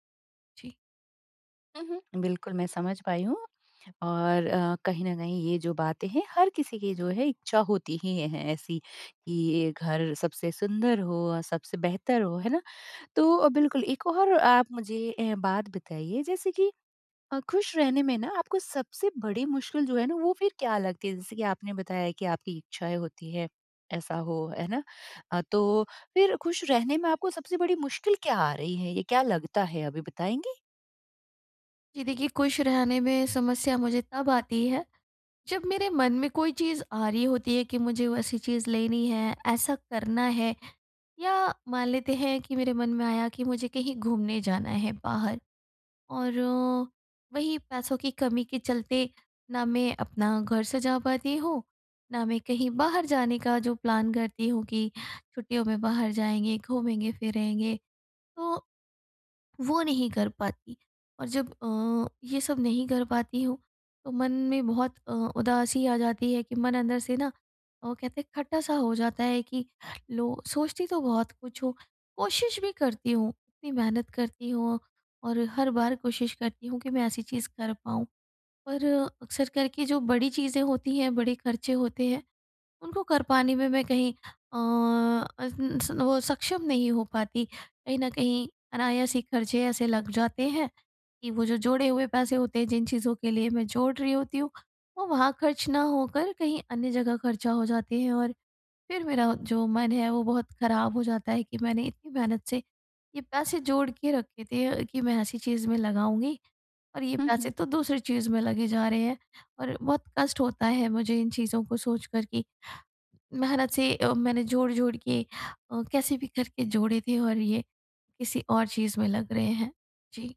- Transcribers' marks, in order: in English: "प्लान"; unintelligible speech
- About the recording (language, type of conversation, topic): Hindi, advice, कम चीज़ों में खुश रहने की कला